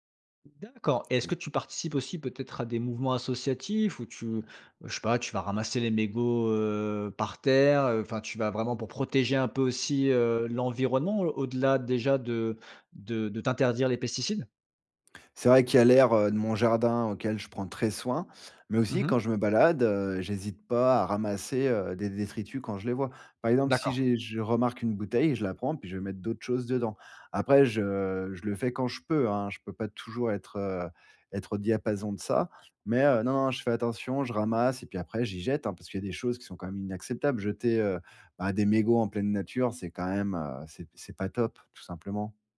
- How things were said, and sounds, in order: none
- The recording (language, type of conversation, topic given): French, podcast, Quel geste simple peux-tu faire près de chez toi pour protéger la biodiversité ?